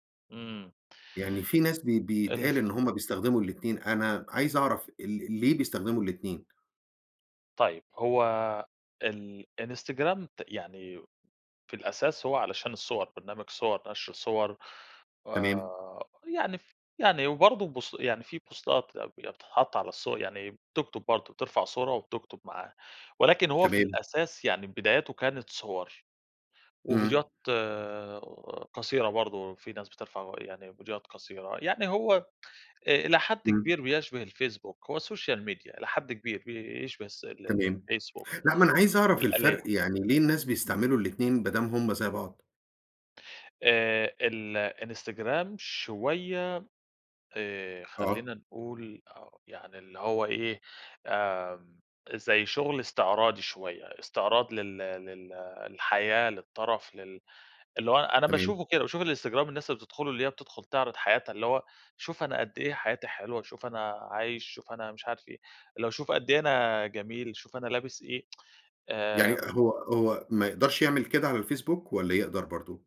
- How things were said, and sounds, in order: in English: "بوستات"; in English: "Social Media"; tsk
- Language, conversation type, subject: Arabic, podcast, سؤال باللهجة المصرية عن أكتر تطبيق بيُستخدم يوميًا وسبب استخدامه
- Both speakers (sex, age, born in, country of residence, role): male, 30-34, Egypt, Greece, guest; male, 55-59, Egypt, United States, host